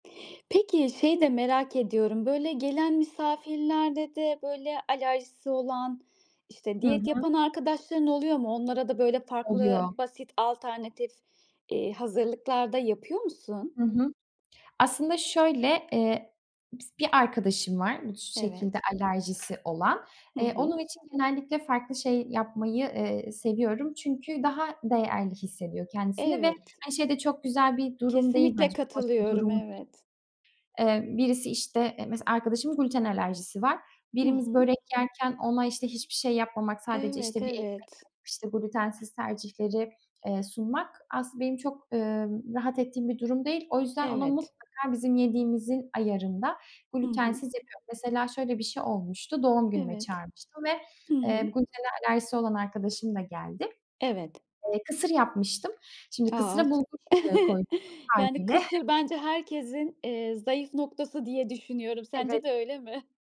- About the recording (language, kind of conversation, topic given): Turkish, podcast, Misafir ağırlamayı nasıl planlarsın?
- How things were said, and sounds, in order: tapping; other background noise; chuckle; chuckle